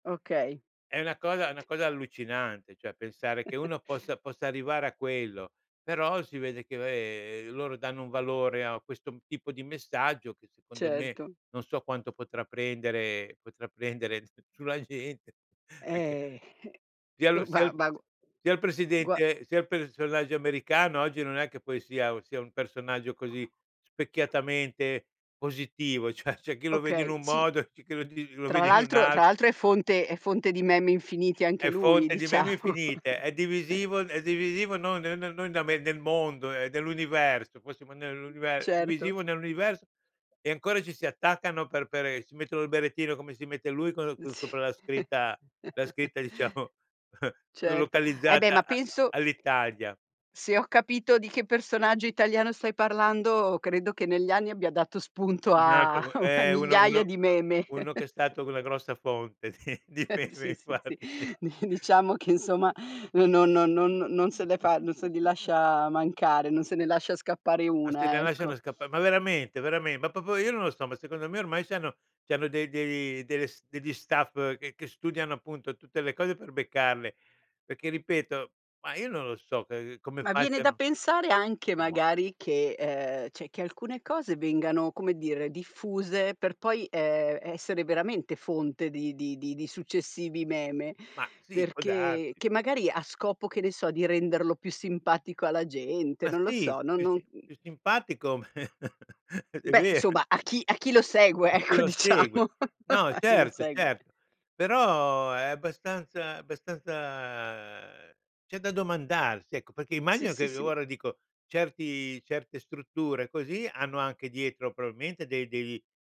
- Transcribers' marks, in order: other background noise; chuckle; "vabbè" said as "vaè"; laughing while speaking: "gente, pechè"; "perché" said as "pechè"; laughing while speaking: "cioè"; laughing while speaking: "un alt"; laughing while speaking: "diciamo"; chuckle; background speech; tapping; laughing while speaking: "Sì"; chuckle; laughing while speaking: "diciamo"; chuckle; chuckle; laughing while speaking: "di di meme infatti"; chuckle; laughing while speaking: "Di diciamo"; chuckle; "proprio" said as "popo"; "cioè" said as "ceh"; chuckle; laughing while speaking: "è ve"; unintelligible speech; laughing while speaking: "ecco diciamo"; chuckle; drawn out: "abbastanza"; "probabilmente" said as "proalmente"
- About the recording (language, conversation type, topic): Italian, podcast, Cosa rende un meme davvero virale, secondo te?